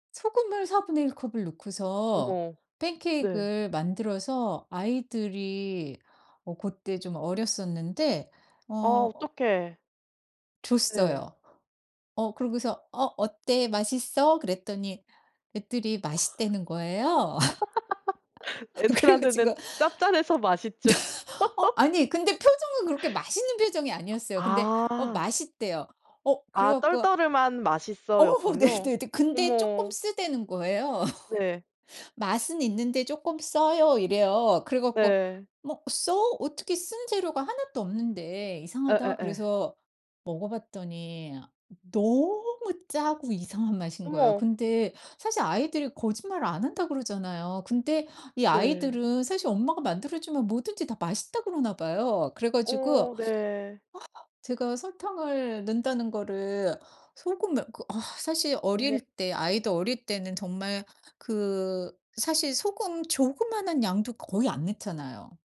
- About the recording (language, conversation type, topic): Korean, podcast, 요리하다가 크게 망한 경험 하나만 들려주실래요?
- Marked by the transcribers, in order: "팬케이크" said as "팬케익"; tapping; laughing while speaking: "거예요. 그래 가지고"; laugh; laughing while speaking: "애들한테는 짭짤해서 맛있죠"; other background noise; laugh; laugh; laughing while speaking: "어 네네 근데"; laughing while speaking: "거예요"